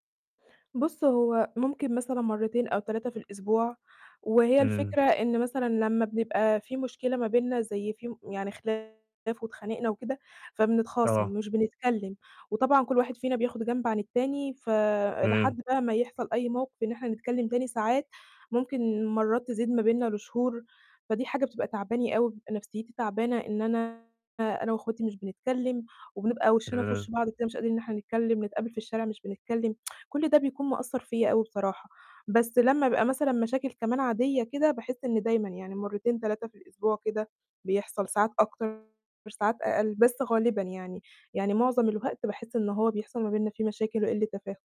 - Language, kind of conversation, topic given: Arabic, advice, إزاي أتحسن في التواصل مع إخواتي عشان نتجنب الخناقات والتصعيد؟
- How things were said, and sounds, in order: distorted speech; tsk